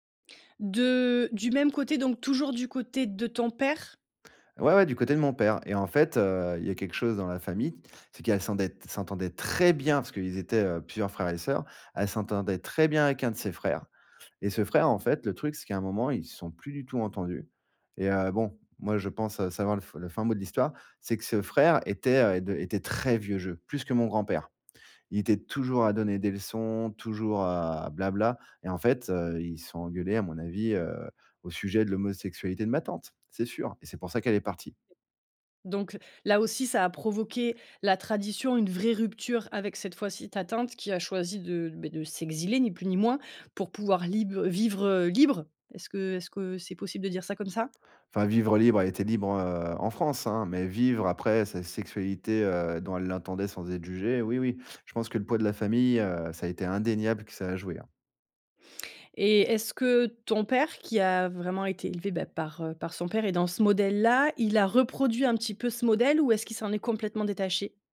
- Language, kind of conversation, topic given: French, podcast, Comment conciliez-vous les traditions et la liberté individuelle chez vous ?
- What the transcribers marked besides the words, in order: stressed: "très"; stressed: "très"